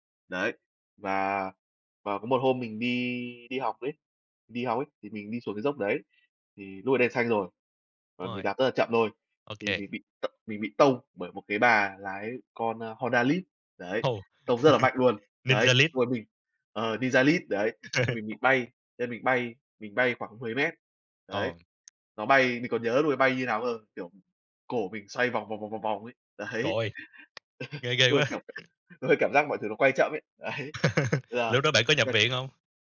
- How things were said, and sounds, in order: scoff; other background noise; laugh; tapping; laughing while speaking: "đấy"; laugh; scoff; laughing while speaking: "đấy"; laugh
- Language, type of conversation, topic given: Vietnamese, unstructured, Bạn cảm thấy thế nào khi người khác không tuân thủ luật giao thông?